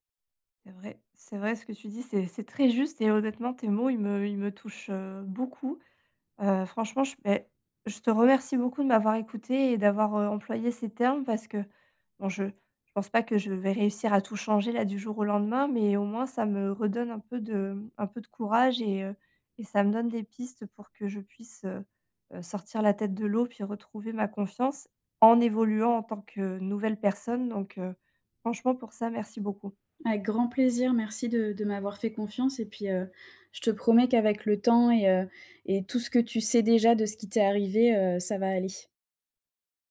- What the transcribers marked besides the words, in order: none
- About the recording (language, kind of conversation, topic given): French, advice, Comment retrouver confiance en moi après une rupture émotionnelle ?